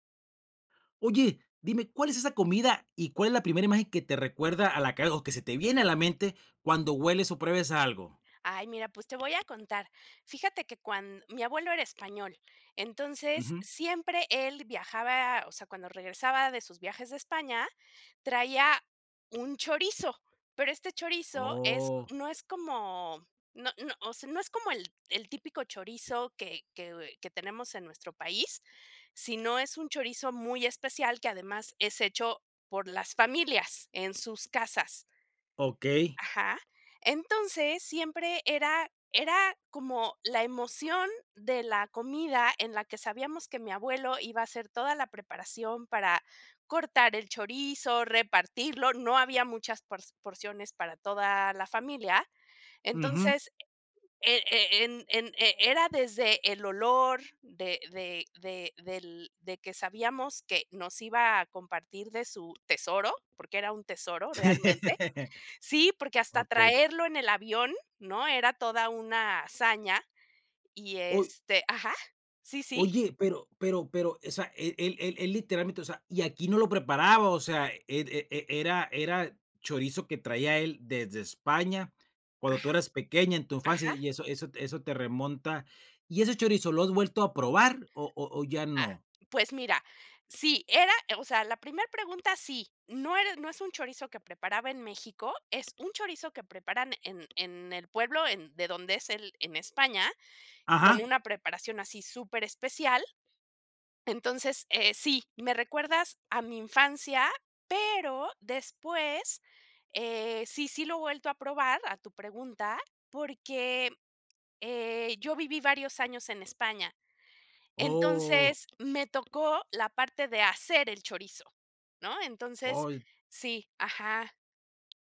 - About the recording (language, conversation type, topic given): Spanish, podcast, ¿Qué comida te recuerda a tu infancia y por qué?
- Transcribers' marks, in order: other background noise; laugh; tapping